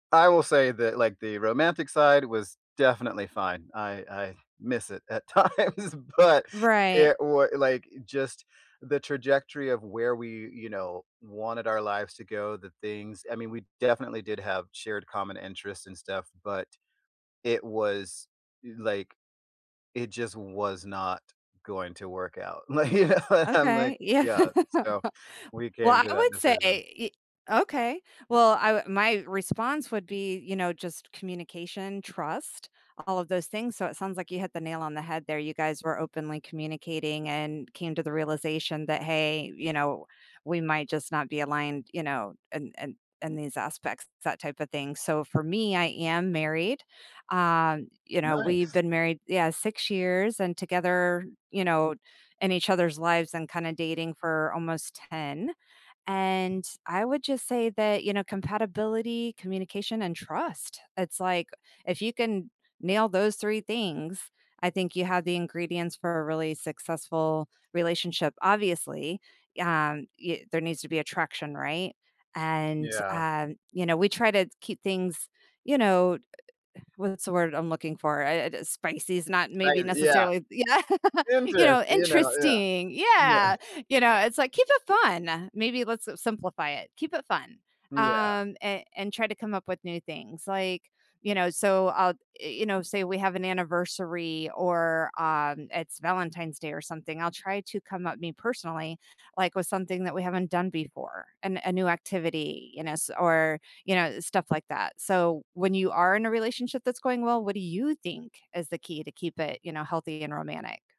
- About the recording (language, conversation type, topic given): English, unstructured, What is the key to a healthy romantic relationship?
- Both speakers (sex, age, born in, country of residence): female, 50-54, United States, United States; male, 35-39, United States, United States
- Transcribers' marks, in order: laughing while speaking: "at times"; laughing while speaking: "Like, you know, I'm"; other background noise; laughing while speaking: "Yeah"; laugh; tapping; other noise; laughing while speaking: "yeah"